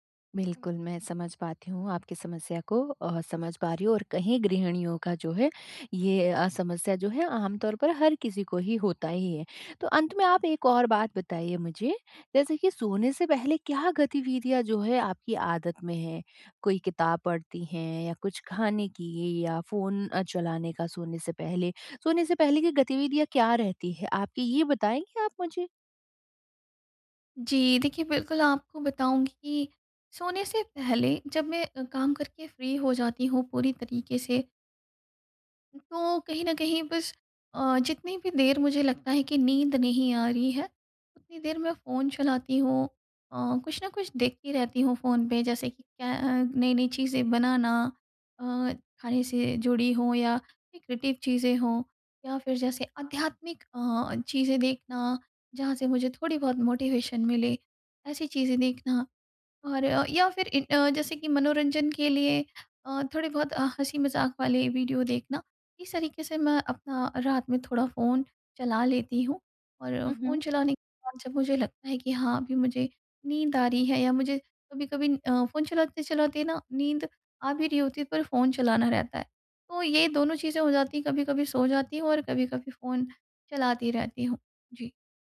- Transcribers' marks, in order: in English: "फ्री"; in English: "क्रिएटिव"; in English: "मोटिवेशन"
- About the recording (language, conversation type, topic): Hindi, advice, हम हर दिन एक समान सोने और जागने की दिनचर्या कैसे बना सकते हैं?